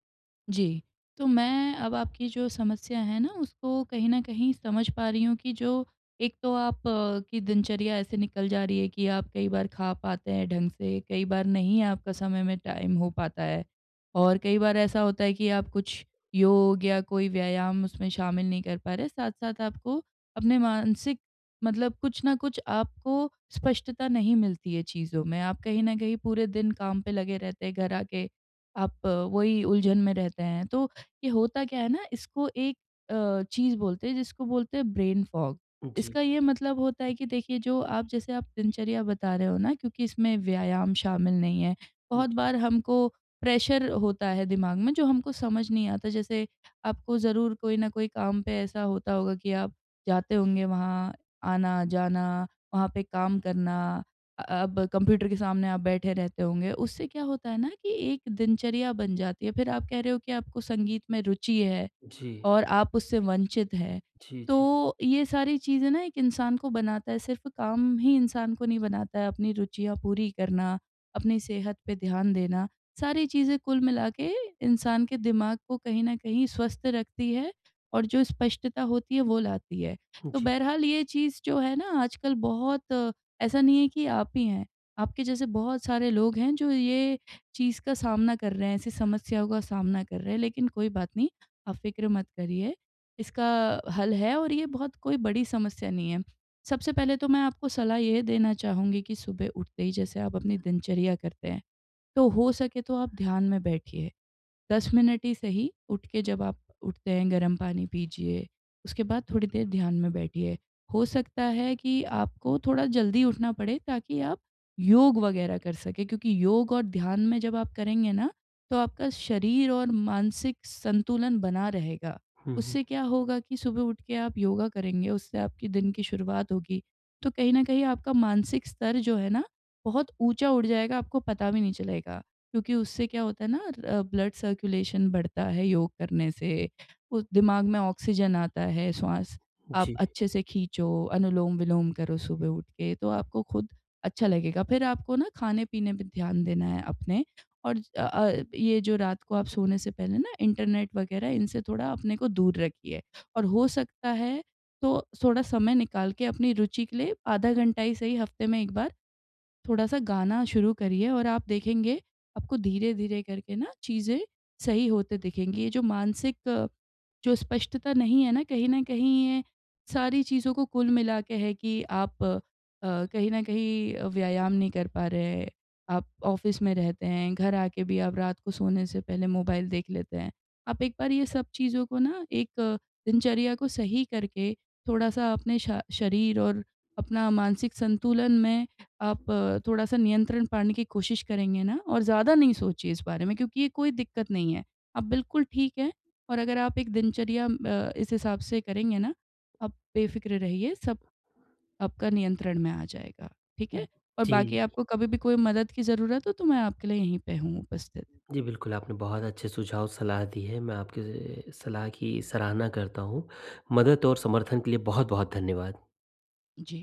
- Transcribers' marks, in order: tapping; in English: "टाइम"; in English: "ब्रेन फॉग"; in English: "प्रेशर"; in English: "ब्लड सर्कुलेशन"; in English: "ऑफ़िस"
- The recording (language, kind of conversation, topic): Hindi, advice, मैं मानसिक स्पष्टता और एकाग्रता फिर से कैसे हासिल करूँ?
- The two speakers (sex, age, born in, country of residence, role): female, 30-34, India, India, advisor; male, 45-49, India, India, user